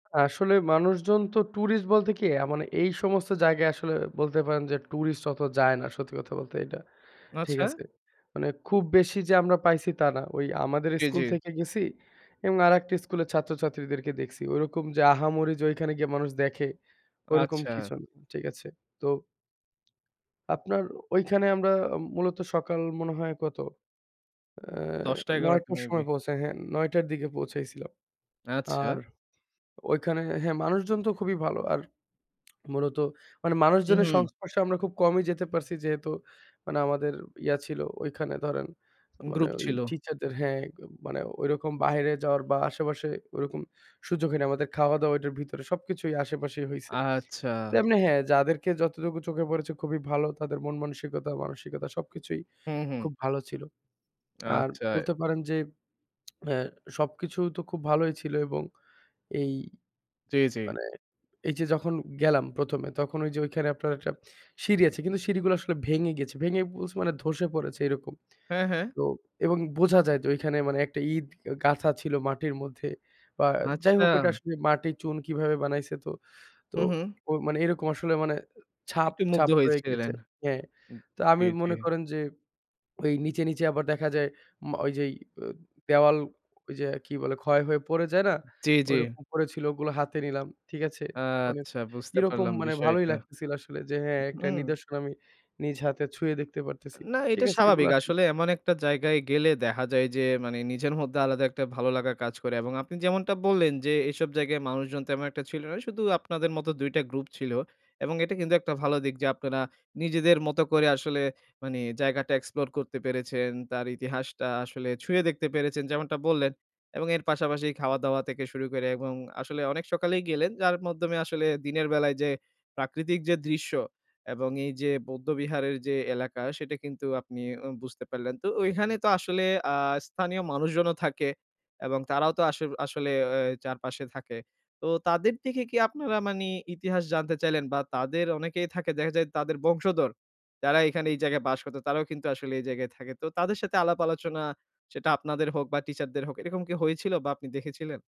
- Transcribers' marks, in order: other background noise; tapping; "ইট" said as "ঈদ"; "মাধ্যমে" said as "মদ্দমে"; "মানে" said as "মানি"; "বংশধর" said as "বংশদর"
- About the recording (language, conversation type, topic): Bengali, podcast, একটি জায়গার ইতিহাস বা স্মৃতিচিহ্ন আপনাকে কীভাবে নাড়া দিয়েছে?